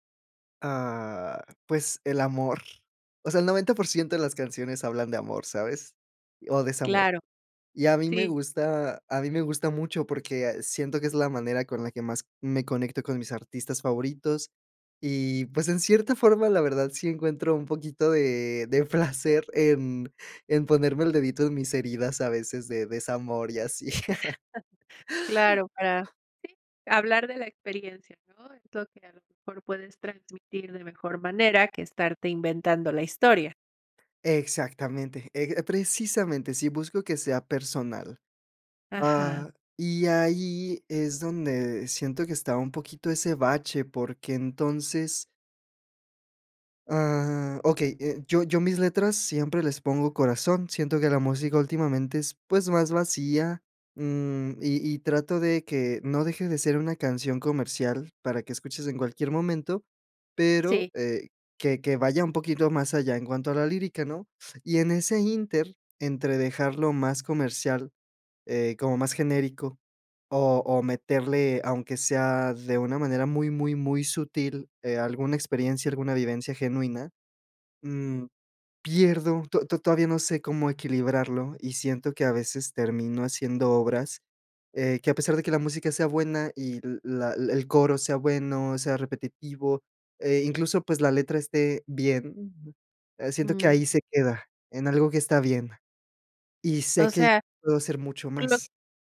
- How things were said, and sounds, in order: other noise; chuckle
- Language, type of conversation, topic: Spanish, advice, ¿Cómo puedo medir mi mejora creativa y establecer metas claras?